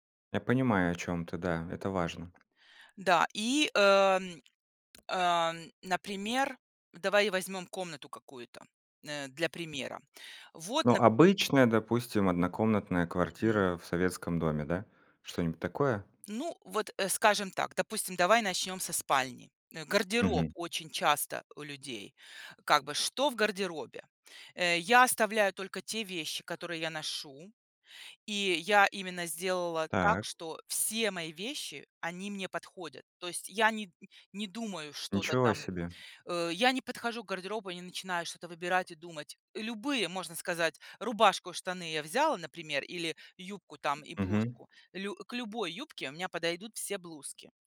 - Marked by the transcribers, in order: tapping; other background noise; other noise
- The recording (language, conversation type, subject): Russian, podcast, Как вы организуете пространство в маленькой квартире?